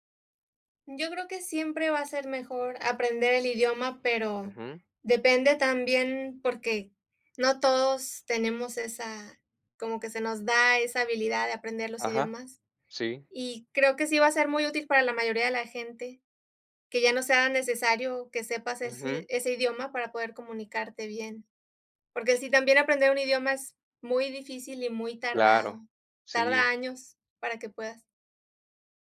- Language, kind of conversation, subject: Spanish, unstructured, ¿Te sorprende cómo la tecnología conecta a personas de diferentes países?
- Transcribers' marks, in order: none